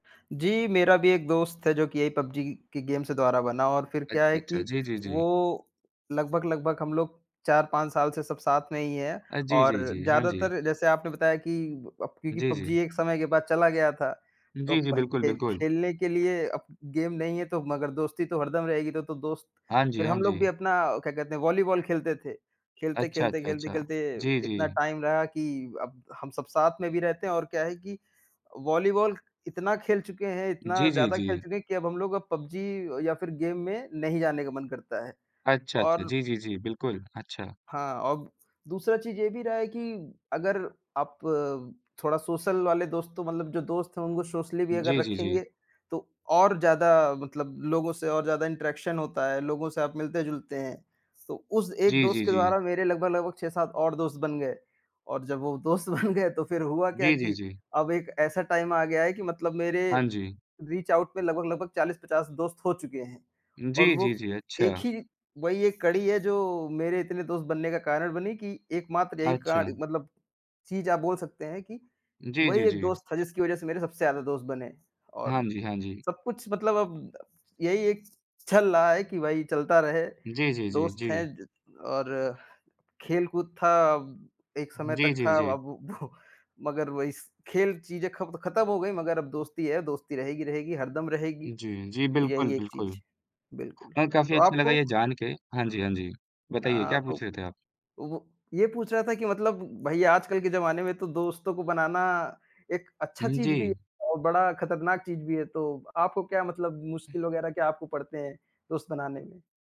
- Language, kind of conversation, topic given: Hindi, unstructured, क्या आपके शौक ने आपको नए दोस्त बनाने में मदद की है?
- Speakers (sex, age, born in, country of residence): male, 18-19, India, India; male, 20-24, India, India
- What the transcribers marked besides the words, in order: in English: "गेम"; other background noise; in English: "गेम"; in English: "टाइम"; in English: "गेम"; in English: "सोशली"; in English: "इंटरेक्शन"; laughing while speaking: "दोस्त बन गए"; in English: "टाइम"; in English: "रीच आउट"; tapping; laughing while speaking: "चल"; laughing while speaking: "वो"; other noise